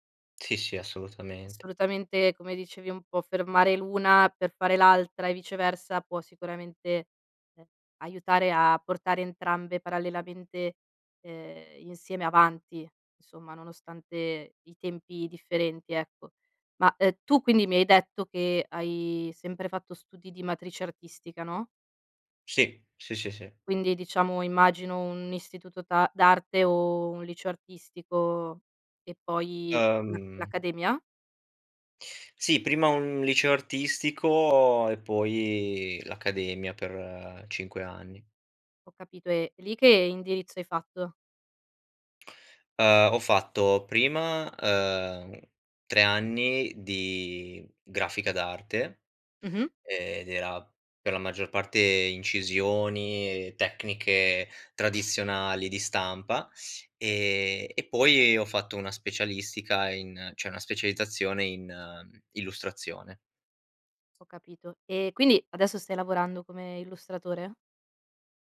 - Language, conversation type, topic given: Italian, podcast, Come bilanci divertimento e disciplina nelle tue attività artistiche?
- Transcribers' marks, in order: other background noise; "cioè" said as "ceh"